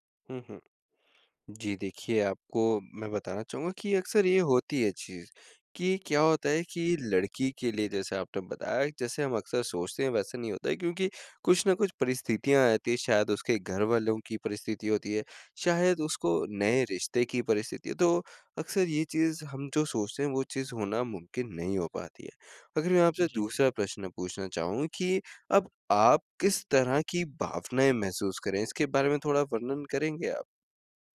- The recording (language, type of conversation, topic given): Hindi, advice, टूटी हुई उम्मीदों से आगे बढ़ने के लिए मैं क्या कदम उठा सकता/सकती हूँ?
- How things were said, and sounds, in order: none